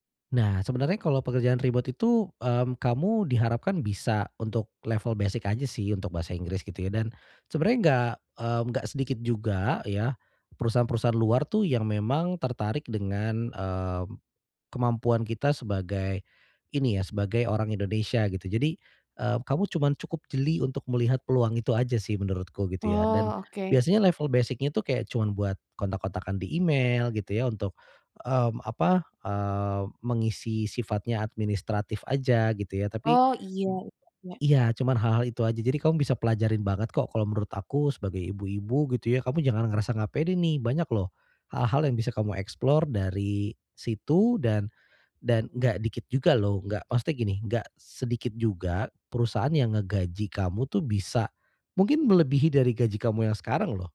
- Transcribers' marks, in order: other background noise; in English: "explore"
- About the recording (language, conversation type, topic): Indonesian, advice, Bagaimana perasaan Anda setelah kehilangan pekerjaan dan takut menghadapi masa depan?